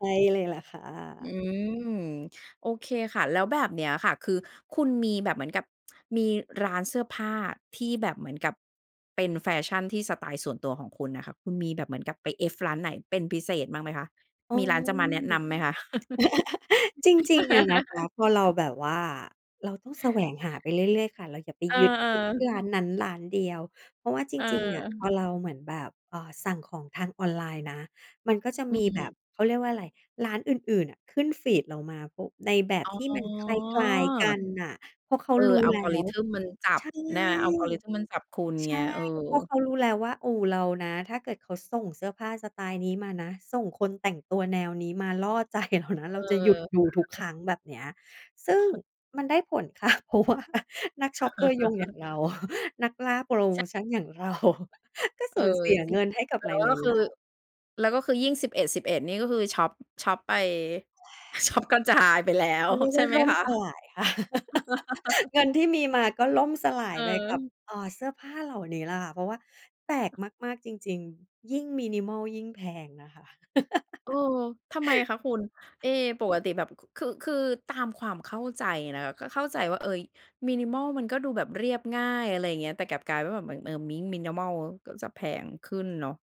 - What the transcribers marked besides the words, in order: tsk; tapping; laugh; laugh; other background noise; laughing while speaking: "ใจ"; chuckle; laughing while speaking: "ค่ะ เพราะว่า"; laugh; chuckle; laughing while speaking: "เรา"; laughing while speaking: "ช็อปกระจายไปแล้ว"; giggle; laugh; laugh
- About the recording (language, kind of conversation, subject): Thai, podcast, คุณคิดว่าเราควรแต่งตัวตามกระแสแฟชั่นหรือยึดสไตล์ของตัวเองมากกว่ากัน?